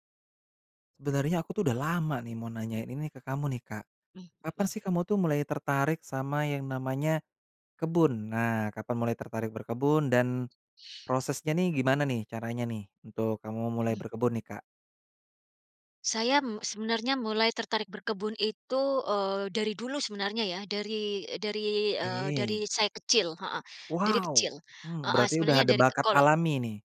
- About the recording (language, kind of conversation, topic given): Indonesian, podcast, Kenapa kamu tertarik mulai berkebun, dan bagaimana caranya?
- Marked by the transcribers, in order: none